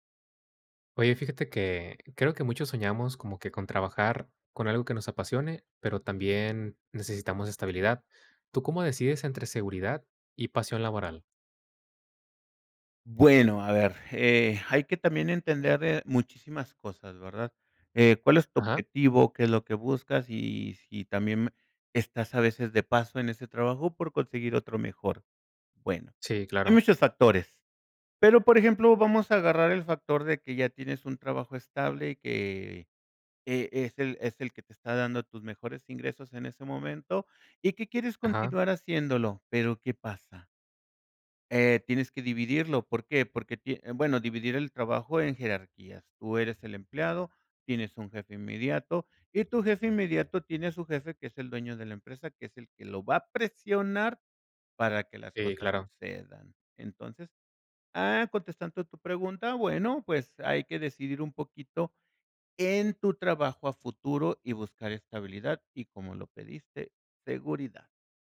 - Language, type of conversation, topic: Spanish, podcast, ¿Cómo decides entre la seguridad laboral y tu pasión profesional?
- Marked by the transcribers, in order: none